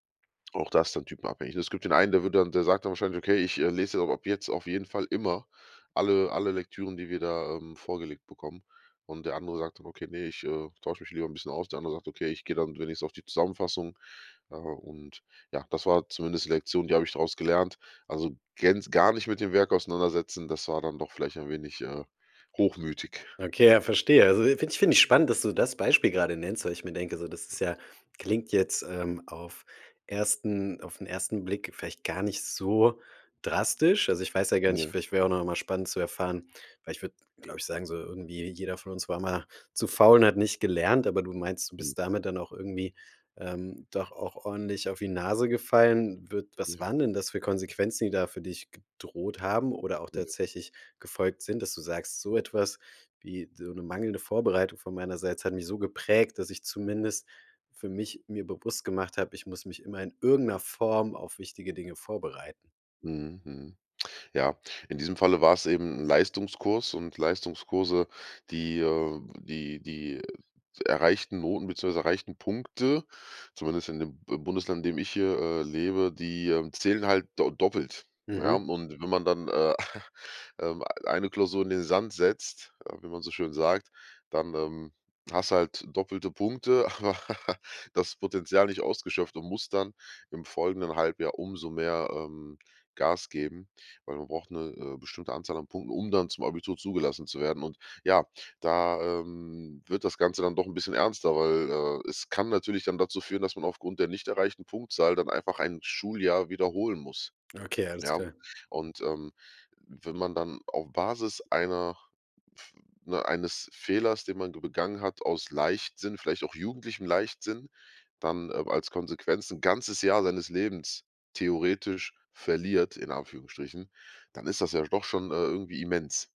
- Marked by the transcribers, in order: other background noise; chuckle; laughing while speaking: "aber"; laugh
- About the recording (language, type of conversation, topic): German, podcast, Was hilft dir, aus einem Fehler eine Lektion zu machen?